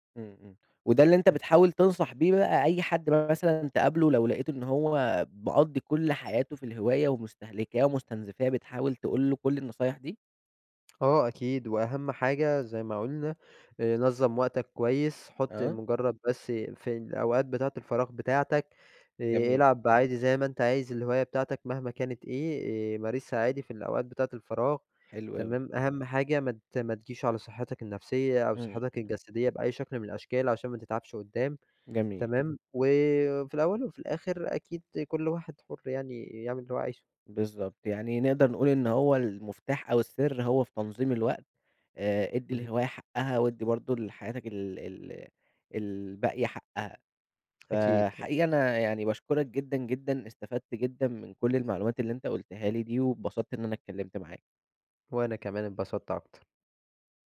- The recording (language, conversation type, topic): Arabic, podcast, هل الهواية بتأثر على صحتك الجسدية أو النفسية؟
- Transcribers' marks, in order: other background noise